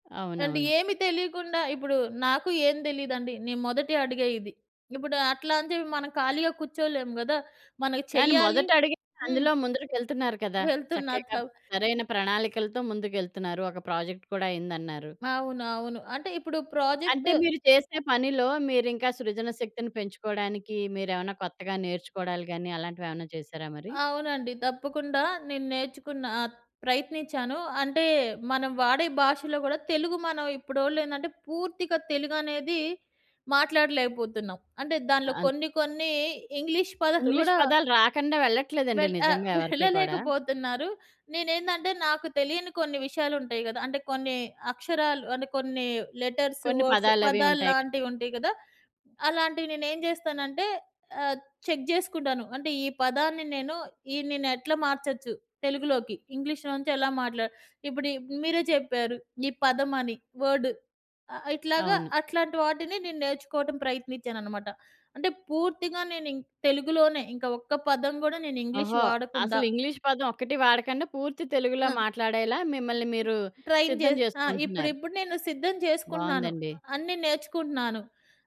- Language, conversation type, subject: Telugu, podcast, సృజనశక్తిని పెంచుకోవడానికి మీరు ఏ అలవాట్లు పాటిస్తారు?
- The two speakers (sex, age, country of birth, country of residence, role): female, 40-44, India, India, guest; female, 45-49, India, India, host
- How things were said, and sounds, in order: in English: "ప్రాజెక్ట్"; in English: "ప్రాజెక్ట్"; chuckle; in English: "లెటర్స్, వర్డ్స్"; in English: "చెక్"; in English: "వర్డ్"; other background noise; in English: "ట్రయిన్"